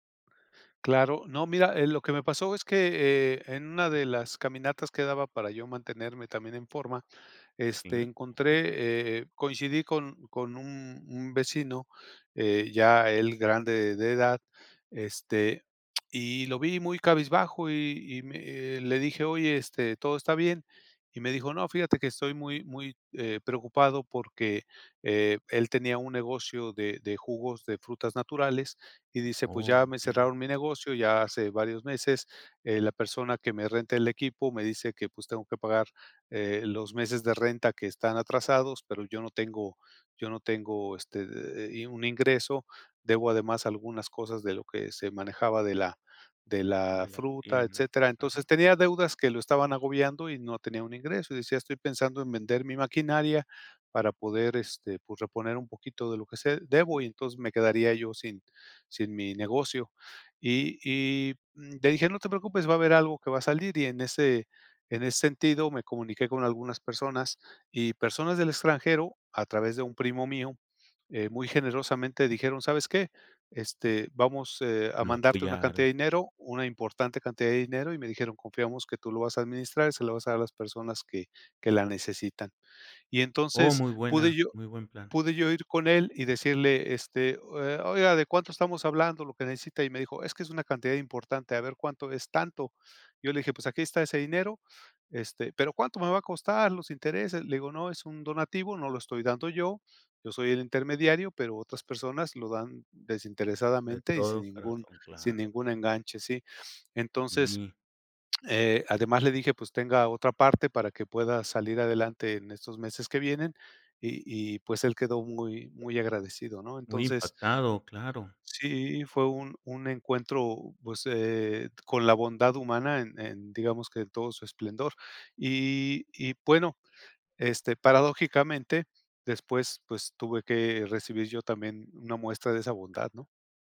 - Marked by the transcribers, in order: other noise; tapping
- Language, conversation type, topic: Spanish, podcast, ¿Cuál fue tu encuentro más claro con la bondad humana?